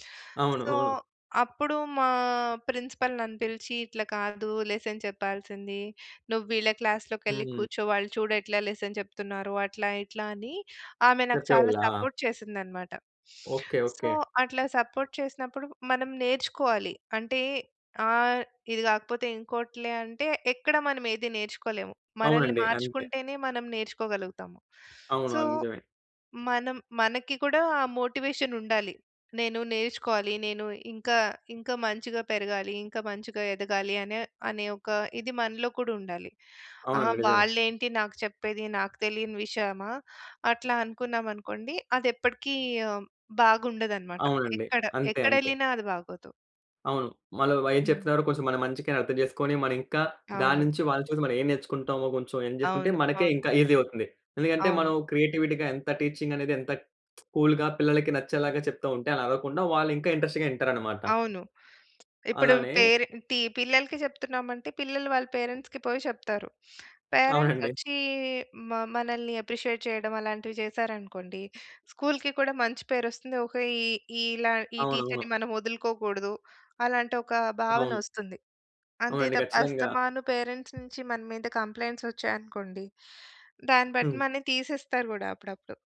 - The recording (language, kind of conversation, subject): Telugu, podcast, మీరు ఇతరుల పనిని చూసి మరింత ప్రేరణ పొందుతారా, లేక ఒంటరిగా ఉన్నప్పుడు ఉత్సాహం తగ్గిపోతుందా?
- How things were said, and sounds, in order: in English: "సో"; in English: "ప్రిన్సిపల్"; in English: "లెసన్"; in English: "క్లాస్‌లోకెళ్లి"; in English: "లెసన్"; in English: "సపోర్ట్"; in English: "సో"; in English: "సపోర్ట్"; in English: "సో"; in English: "ఈజీ"; in English: "క్రియేటివిటీ‌గా"; lip smack; in English: "కూల్‌గా"; in English: "ఇంట్రెస్ట్‌గా"; in English: "పేరెంట్స్‌కి"; tapping; in English: "అప్రిషియేట్"; in English: "పేరెంట్స్"